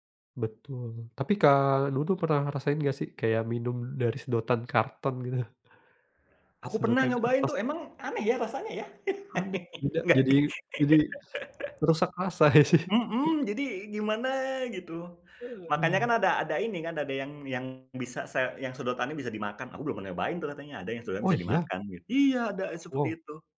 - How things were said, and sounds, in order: other background noise; laugh; laughing while speaking: "Nggak"; laughing while speaking: "ya sih"; chuckle
- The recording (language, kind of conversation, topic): Indonesian, unstructured, Apa yang membuat berita tentang perubahan iklim menjadi perhatian dunia?